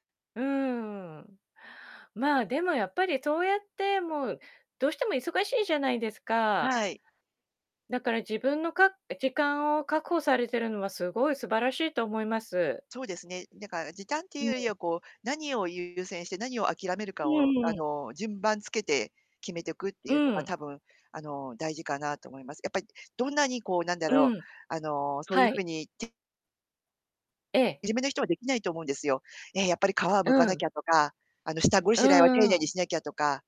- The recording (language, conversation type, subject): Japanese, podcast, 家事を時短するコツはありますか？
- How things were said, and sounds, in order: distorted speech